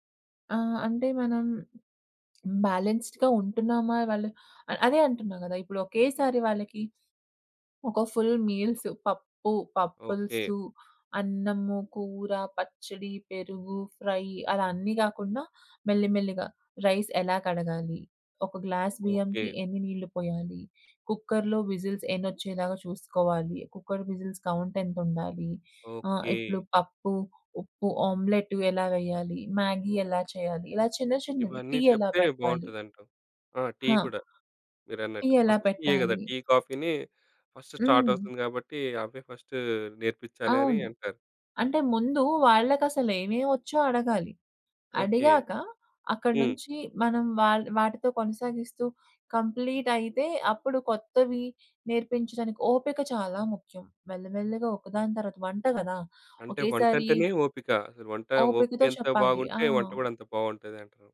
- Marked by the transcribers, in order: swallow; in English: "బ్యాలెన్స్‌డ్‌గా"; in English: "ఫుల్ మీల్స్"; in English: "రైస్"; in English: "గ్లాస్"; in English: "కుక్కర్‌లో విజిల్స్"; in English: "కుక్కర్ విజిల్స్"; other background noise; in English: "ఫస్ట్"; in English: "ఫస్ట్"; tapping
- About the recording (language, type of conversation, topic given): Telugu, podcast, కుటుంబంలో కొత్తగా చేరిన వ్యక్తికి మీరు వంట ఎలా నేర్పిస్తారు?